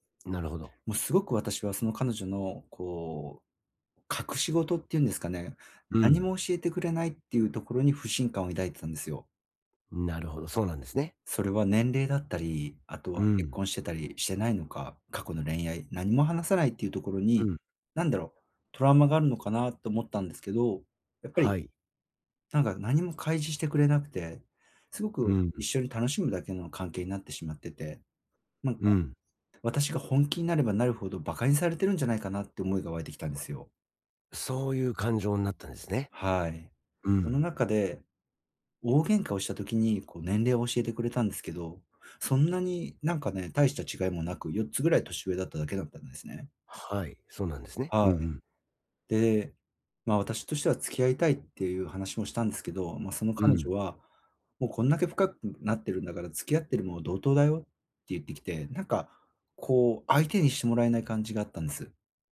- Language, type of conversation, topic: Japanese, advice, 別れの後、新しい関係で感情を正直に伝えるにはどうすればいいですか？
- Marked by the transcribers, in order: other background noise; tapping